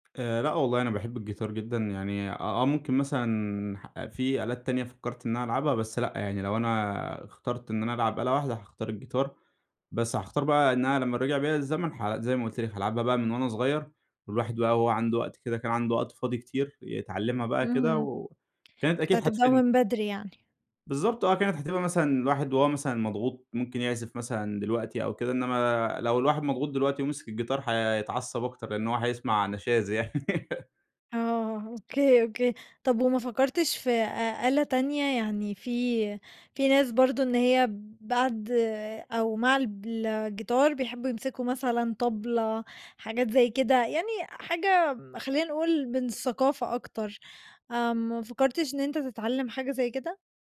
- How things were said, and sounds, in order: tapping; laugh
- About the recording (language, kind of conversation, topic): Arabic, podcast, احكيلنا عن أول مرة حاولت تعزف على آلة موسيقية؟